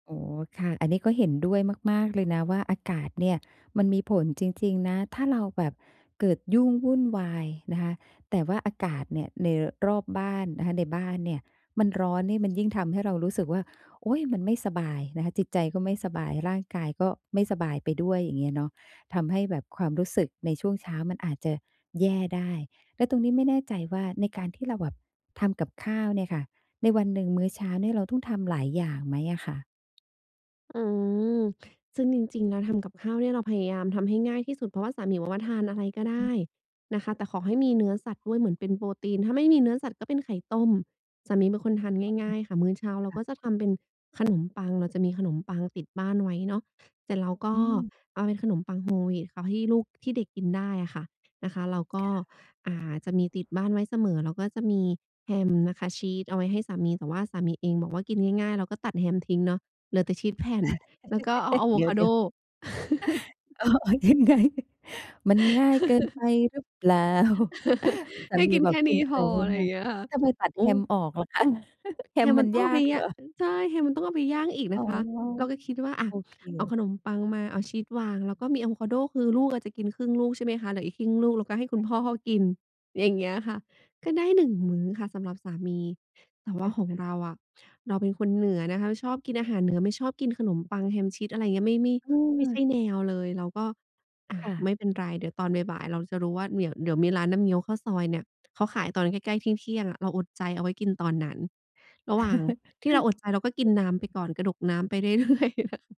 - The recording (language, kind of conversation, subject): Thai, podcast, กิจวัตรตอนเช้าของครอบครัวคุณเป็นอย่างไรบ้าง?
- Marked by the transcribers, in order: other background noise; laugh; tapping; laugh; laughing while speaking: "เอาออกยังไง"; singing: "มันง่ายเกินไปหรือเปล่า ?"; laugh; chuckle; laugh; laughing while speaking: "เรื่อย ๆ"; chuckle